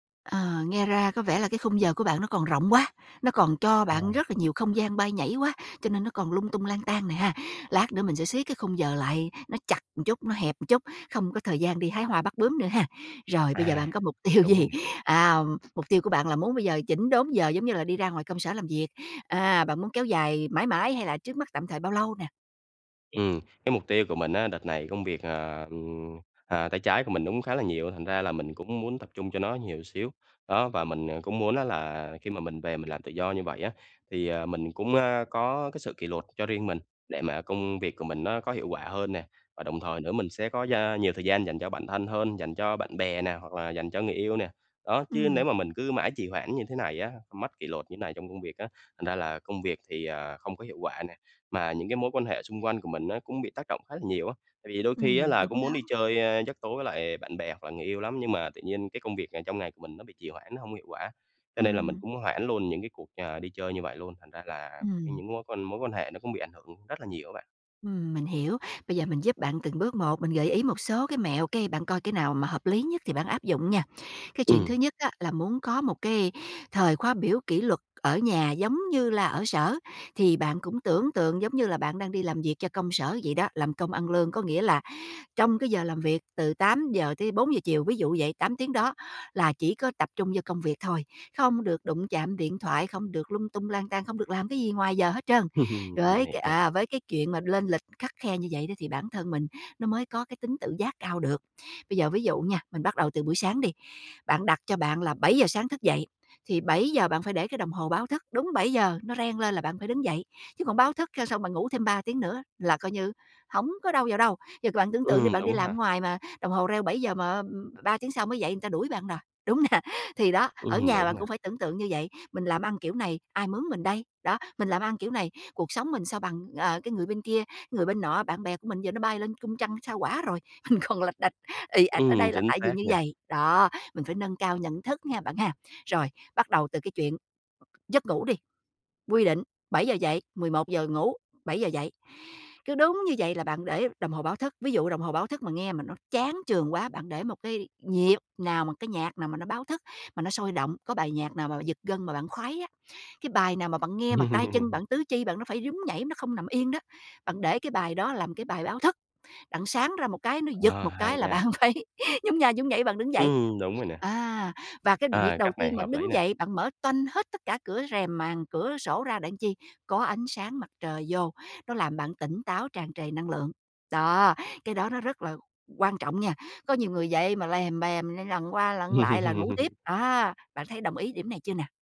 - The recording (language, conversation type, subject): Vietnamese, advice, Làm sao để duy trì kỷ luật cá nhân trong công việc hằng ngày?
- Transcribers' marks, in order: laughing while speaking: "tiêu gì?"; other background noise; tapping; laugh; laughing while speaking: "nè?"; laughing while speaking: "mình"; laugh; laughing while speaking: "phải"; laugh